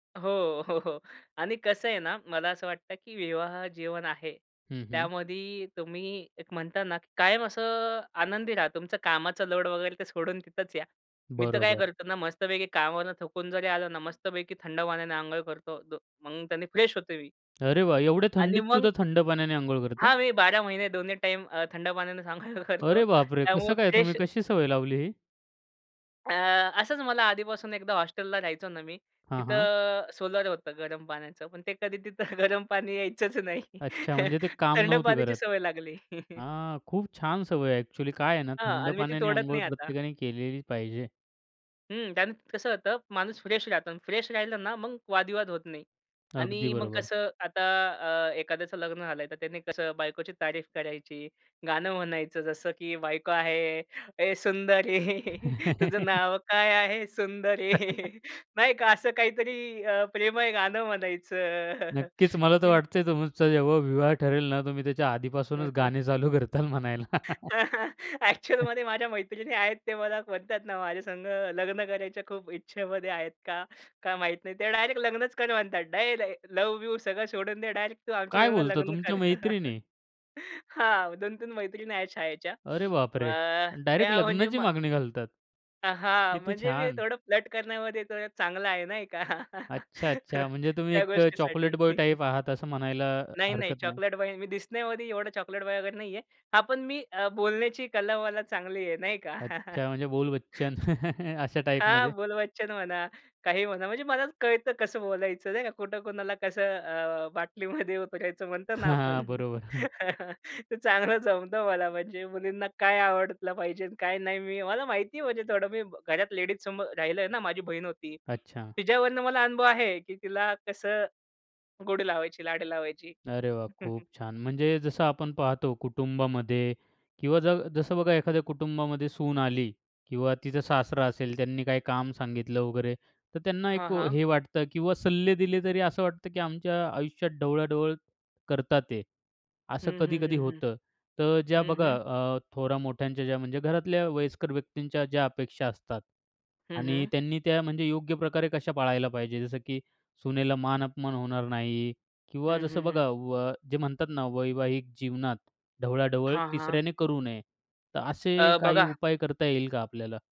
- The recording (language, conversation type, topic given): Marathi, podcast, विवाहात संवाद सुधारायचा तर कुठपासून सुरुवात करावी?
- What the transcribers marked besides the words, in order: laughing while speaking: "हो, हो"; tapping; in English: "फ्रेश"; laughing while speaking: "आंघोळ करतो"; surprised: "अरे बापरे!"; in English: "फ्रेश"; laughing while speaking: "गरम पाणी यायचंच नाही"; chuckle; in English: "फ्रेश"; in English: "फ्रेश"; chuckle; laughing while speaking: "ए सुंदरी"; chuckle; chuckle; chuckle; joyful: "ॲक्चुअलमध्ये माझ्या मैत्रिणी आहेत. ते … आमच्यासंगं लग्न कर"; laughing while speaking: "ॲक्चुअलमध्ये माझ्या मैत्रिणी आहेत. ते … आमच्यासंगं लग्न कर"; laughing while speaking: "करताल म्हणायला"; chuckle; surprised: "काय बोलता? तुमच्या मैत्रिणी?"; chuckle; joyful: "अ, हां म्हणजे मी थोडं … का? त्या गोष्टीसाठी"; chuckle; chuckle; other background noise; chuckle; laugh; laughing while speaking: "ते चांगलं जमत मला. म्हणजे … मी घरात लेडीजसमोर"; chuckle